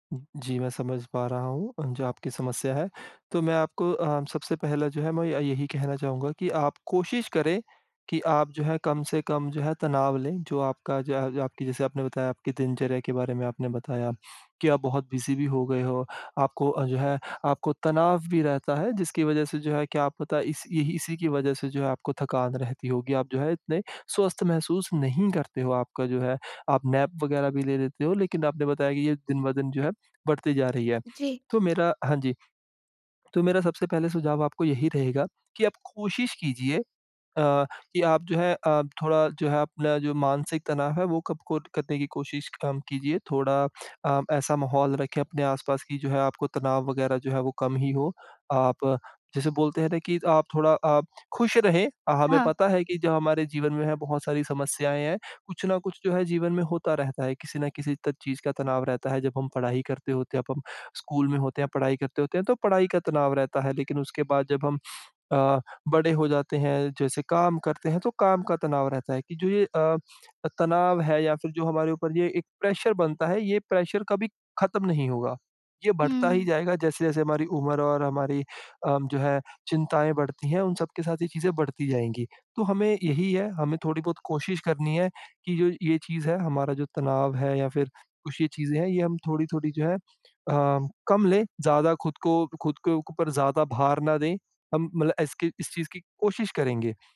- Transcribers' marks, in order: in English: "बिज़ी"; in English: "नैप"; in English: "प्रेशर"; in English: "प्रेशर"
- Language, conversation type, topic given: Hindi, advice, क्या दिन में थकान कम करने के लिए थोड़ी देर की झपकी लेना मददगार होगा?
- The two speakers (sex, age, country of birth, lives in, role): female, 25-29, India, India, user; male, 25-29, India, India, advisor